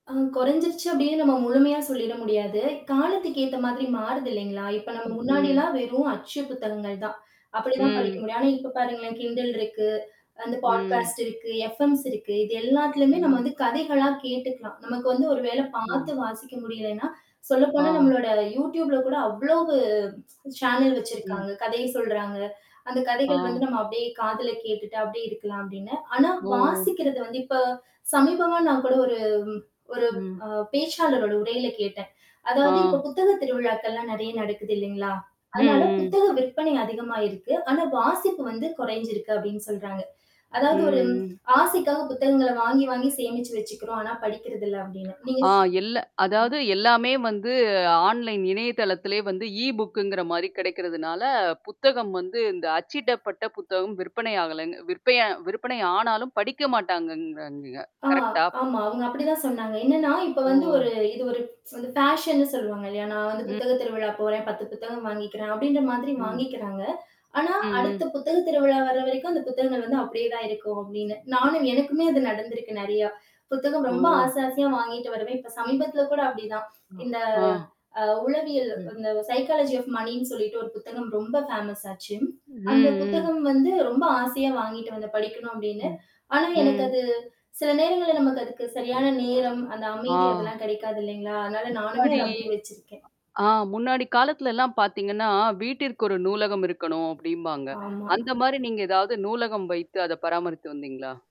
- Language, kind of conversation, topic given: Tamil, podcast, இந்த பொழுதுபோக்கு உங்களை முதன்முதலில் ஏன் கவர்ந்தது?
- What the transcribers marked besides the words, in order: other background noise; in English: "பாட்காஸ்ட்"; in English: "எஃப்எம்ஸ்"; in English: "சேனல்"; tapping; static; mechanical hum; other noise; in English: "ஆன்லைன்"; in English: "ஈ-புக்குங்கிற"; "மாட்டாங்கன்றான்க" said as "மாட்டாங்கன்றான்குக"; tsk; in English: "சைக்காலஜி ஆஃப் மனினு"; in English: "பேமஸ்"; distorted speech